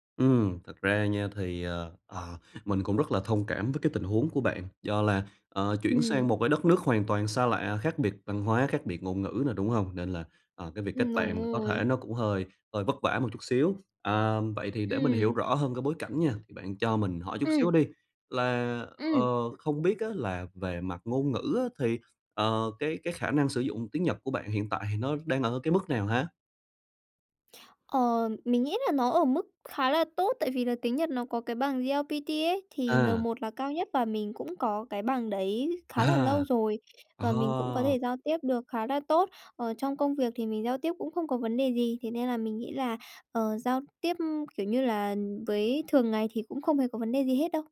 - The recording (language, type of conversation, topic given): Vietnamese, advice, Làm sao để kết bạn ở nơi mới?
- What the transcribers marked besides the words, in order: tapping; laughing while speaking: "À!"